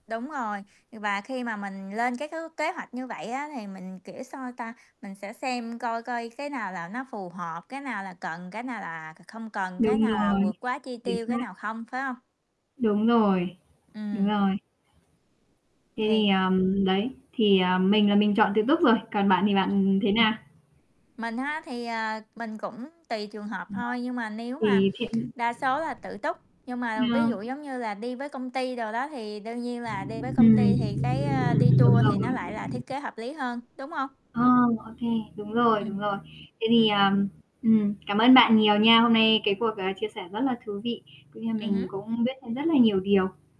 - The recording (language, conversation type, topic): Vietnamese, unstructured, Bạn thích đi du lịch tự túc hay đi theo tour hơn, và vì sao?
- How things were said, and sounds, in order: unintelligible speech; other background noise; static; distorted speech; tsk; unintelligible speech; other street noise; unintelligible speech